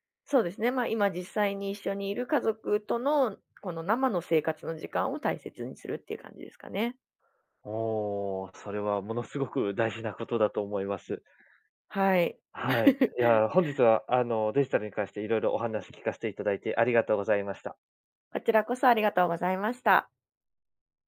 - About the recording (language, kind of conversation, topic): Japanese, podcast, デジタル疲れと人間関係の折り合いを、どのようにつければよいですか？
- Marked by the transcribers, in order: laugh